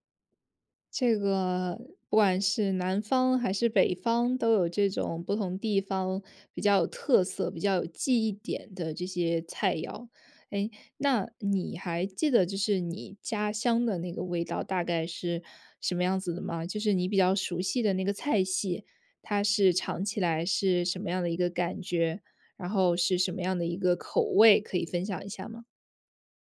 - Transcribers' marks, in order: none
- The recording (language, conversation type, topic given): Chinese, podcast, 家里哪道菜最能让你瞬间安心，为什么？